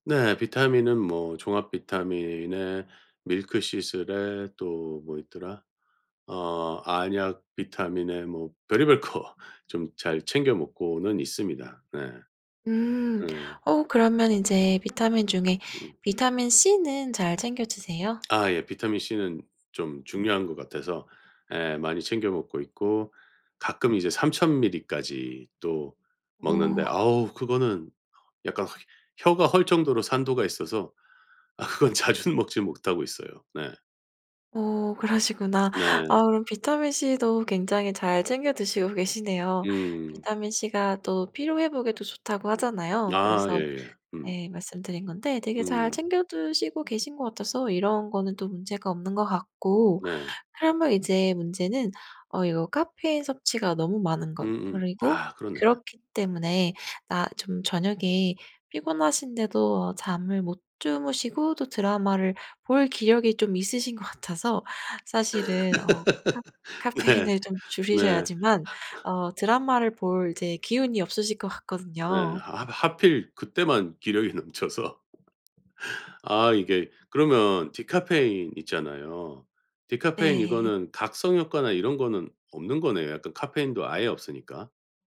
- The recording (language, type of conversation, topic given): Korean, advice, 규칙적인 수면 습관을 지키지 못해서 낮에 계속 피곤한데 어떻게 하면 좋을까요?
- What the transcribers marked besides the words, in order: laughing while speaking: "아 그건 자주는"; laughing while speaking: "그러시구나"; laughing while speaking: "있으신"; laugh; laughing while speaking: "네"; laugh; laughing while speaking: "넘쳐서"; other background noise